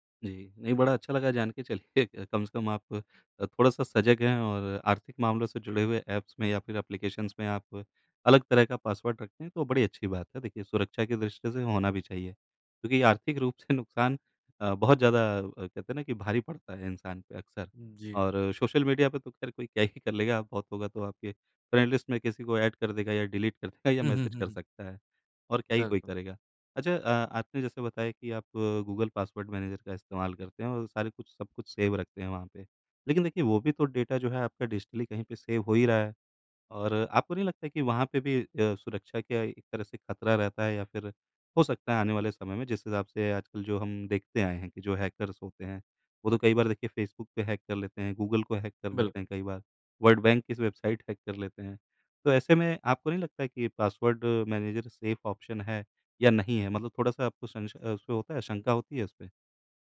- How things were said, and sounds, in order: in English: "ऐप्स"; in English: "एप्लीकेशंस"; in English: "फ्रेंड लिस्ट"; in English: "ऐड"; in English: "डिलीट"; in English: "मैसेज"; in English: "सेव"; in English: "डेटा"; in English: "डिजिटली"; in English: "सेव"; in English: "हैकर्स"; in English: "हैक"; in English: "हैक"; in English: "वर्ल्ड"; in English: "हैक"; in English: "सेफ़ ऑप्शन"
- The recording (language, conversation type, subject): Hindi, podcast, पासवर्ड और ऑनलाइन सुरक्षा के लिए आपकी आदतें क्या हैं?